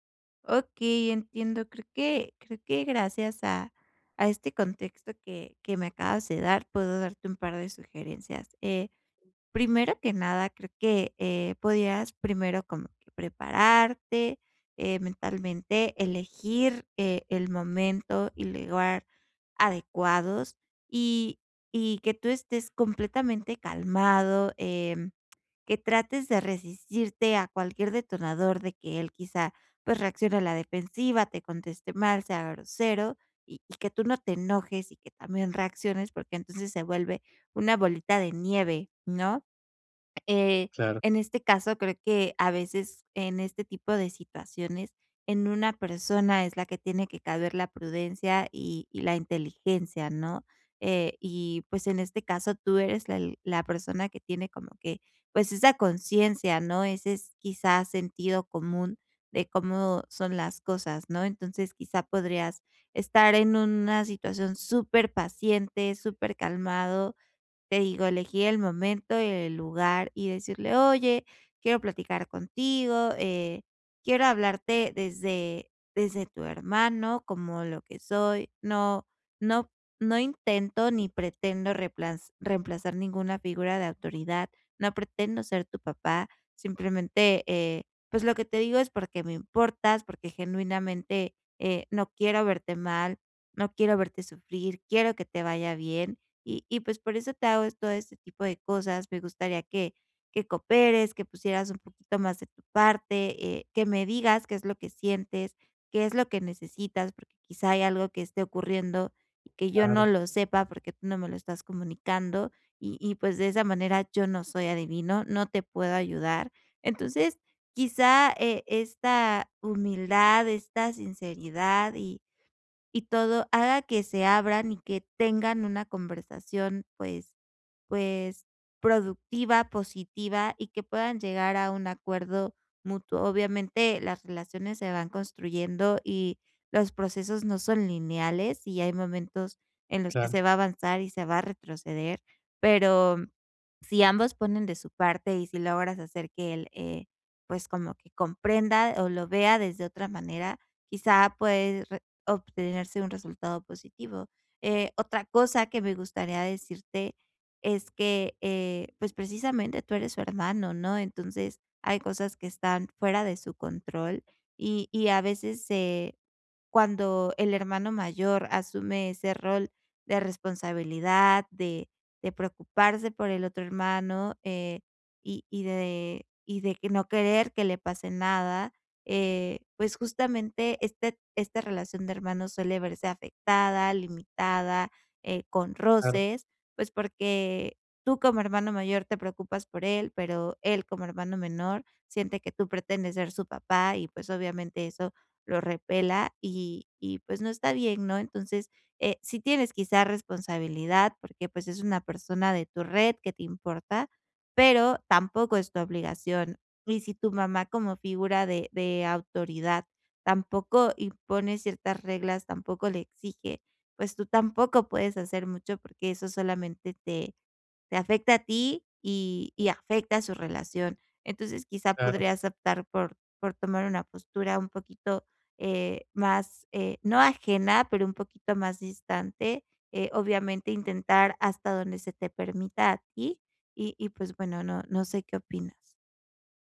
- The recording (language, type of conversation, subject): Spanish, advice, ¿Cómo puedo dar retroalimentación constructiva sin generar conflicto?
- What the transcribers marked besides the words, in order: tapping